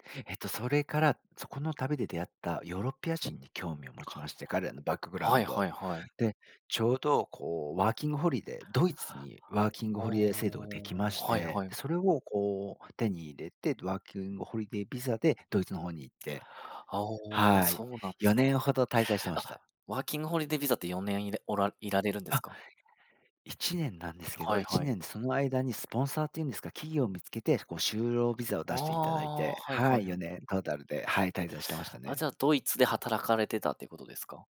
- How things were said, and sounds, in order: "ヨーロッパ人" said as "よーろっぴあじん"; tapping
- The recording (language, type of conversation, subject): Japanese, podcast, 一番忘れられない旅の思い出を教えてくれますか？